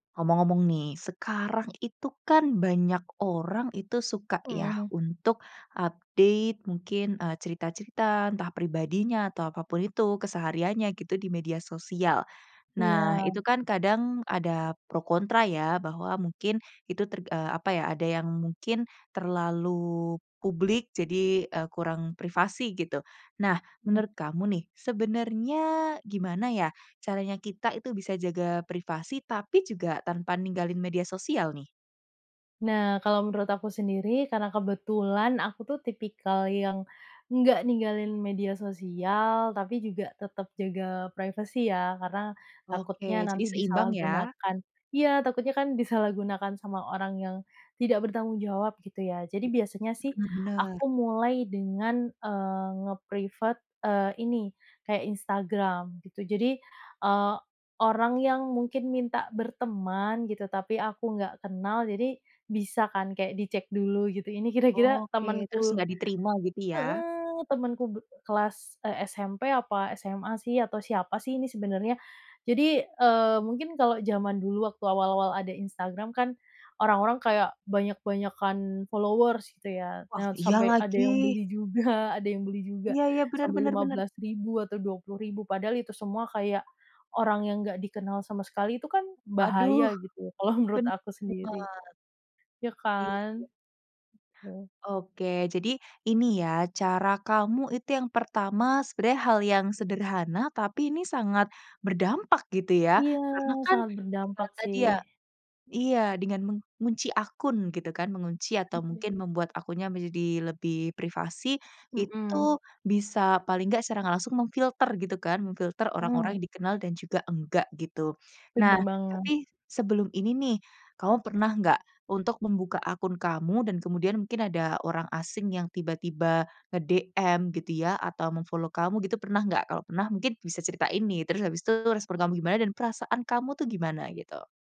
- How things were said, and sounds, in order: in English: "update"; other background noise; in English: "followers"; laughing while speaking: "juga"; laughing while speaking: "Kalau"; in English: "mem-follow"
- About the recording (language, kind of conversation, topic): Indonesian, podcast, Bagaimana cara menjaga privasi tanpa meninggalkan media sosial?